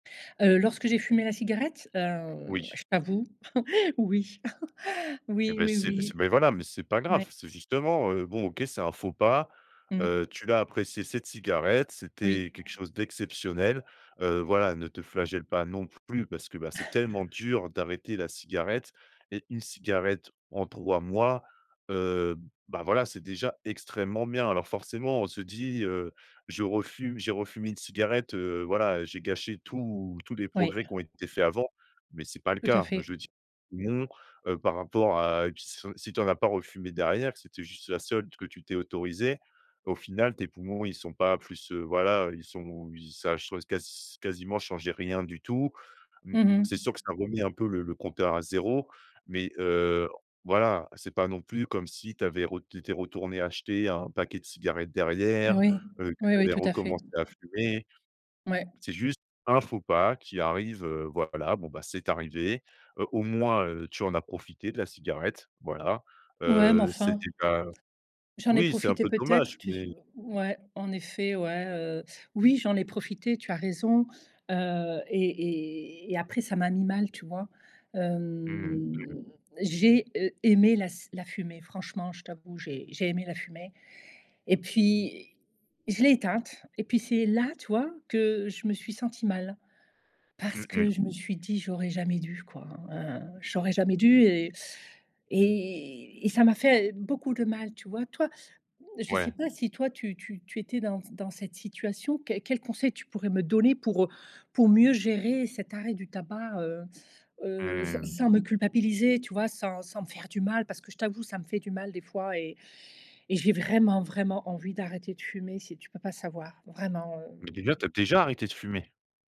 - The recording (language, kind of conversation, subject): French, advice, Comment décrirais-tu ton retour en arrière après avoir arrêté une bonne habitude ?
- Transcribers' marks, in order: chuckle; tapping; other background noise; chuckle; drawn out: "Hem"; stressed: "vraiment, vraiment"